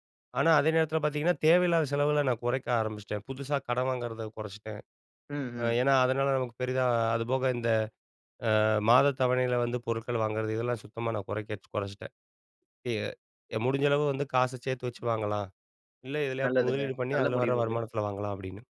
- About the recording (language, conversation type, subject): Tamil, podcast, உங்கள் உடற்பயிற்சி அட்டவணையை எப்படித் திட்டமிட்டு அமைக்கிறீர்கள்?
- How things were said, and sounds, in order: tapping